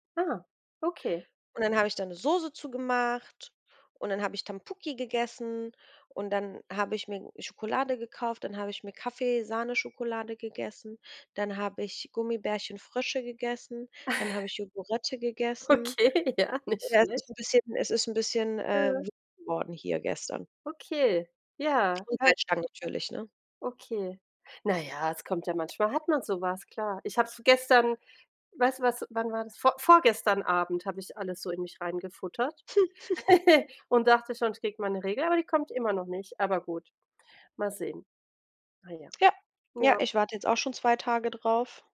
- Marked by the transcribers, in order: "Tteokbokki" said as "Tampuki"; chuckle; laughing while speaking: "Okay, ja"; unintelligible speech; chuckle
- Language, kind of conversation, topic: German, unstructured, Was findest du an Serien besonders spannend?